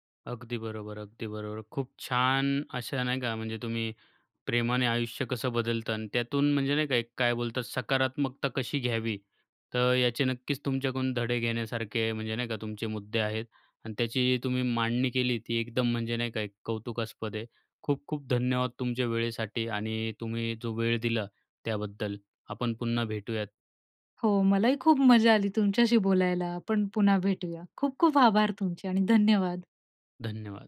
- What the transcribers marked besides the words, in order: none
- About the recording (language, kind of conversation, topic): Marathi, podcast, प्रेमामुळे कधी तुमचं आयुष्य बदललं का?